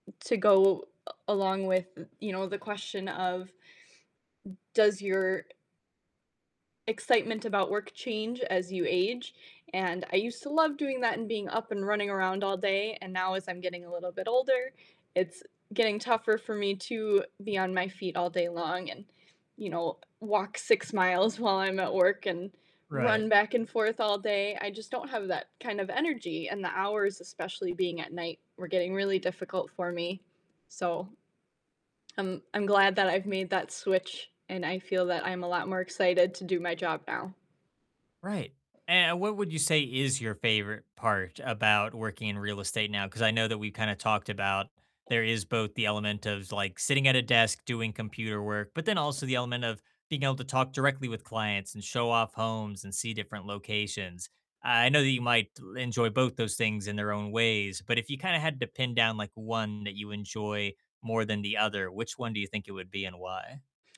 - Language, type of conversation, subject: English, unstructured, What kind of job makes you excited to go to work?
- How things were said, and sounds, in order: static; other background noise; distorted speech; background speech